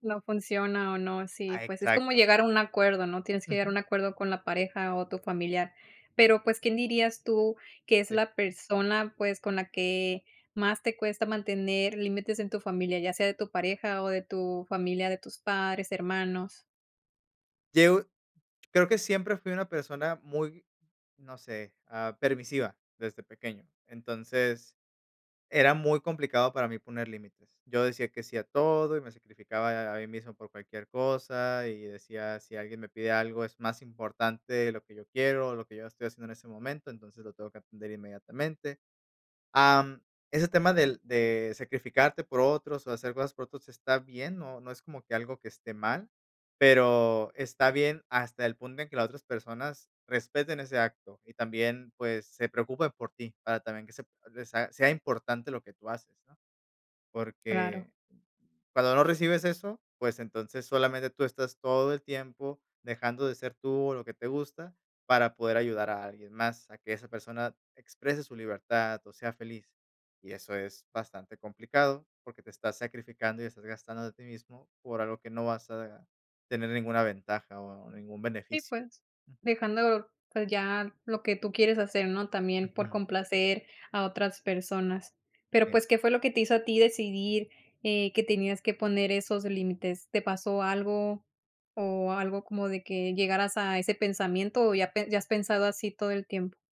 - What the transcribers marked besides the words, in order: "Yo" said as "Yeo"; tapping; other background noise
- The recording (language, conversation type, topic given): Spanish, podcast, ¿Cómo puedo poner límites con mi familia sin que se convierta en una pelea?